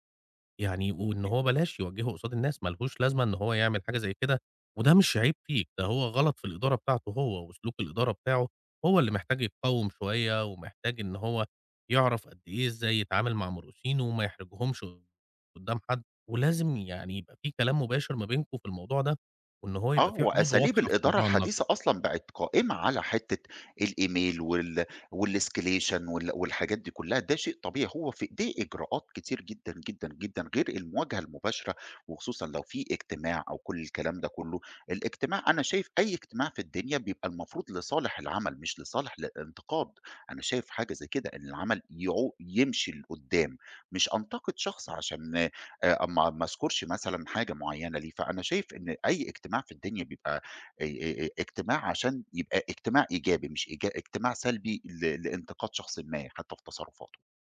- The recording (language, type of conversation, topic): Arabic, advice, إزاي حسّيت بعد ما حد انتقدك جامد وخلاك تتأثر عاطفيًا؟
- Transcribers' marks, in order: tapping; in English: "الإيميل"; in English: "والescalation"